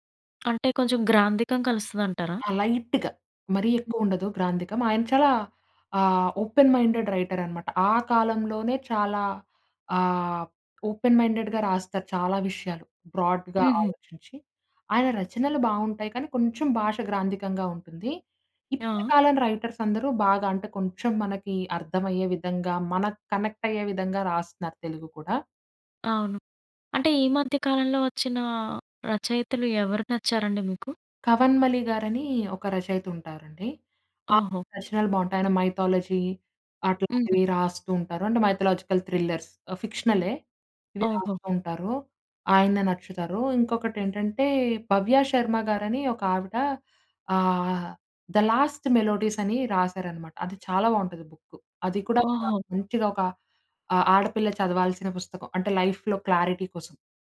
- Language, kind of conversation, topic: Telugu, podcast, మీ భాష మీ గుర్తింపుపై ఎంత ప్రభావం చూపుతోంది?
- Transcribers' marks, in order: in English: "లైట్‌గా"; other noise; in English: "ఓపెన్ మైండెడ్"; tapping; in English: "ఓపెన్ మైండెడ్‌గా"; in English: "బ్రాడ్‌గా"; in English: "రైటర్స్"; in English: "కనెక్ట్"; in English: "మైథాలజీ"; in English: "మైథలాజికల్ థ్రిల్లర్స్ ఫిక్షన్‌లె"; in English: "బుక్"; in English: "లైఫ్‌లొ క్లారిటీ"